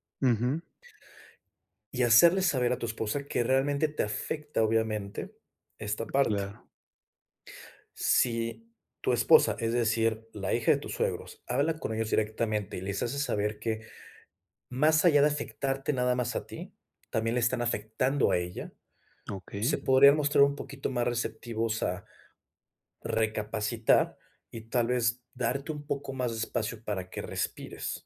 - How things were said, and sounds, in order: tapping
- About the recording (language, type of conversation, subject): Spanish, advice, ¿Cómo puedo mantener la calma cuando alguien me critica?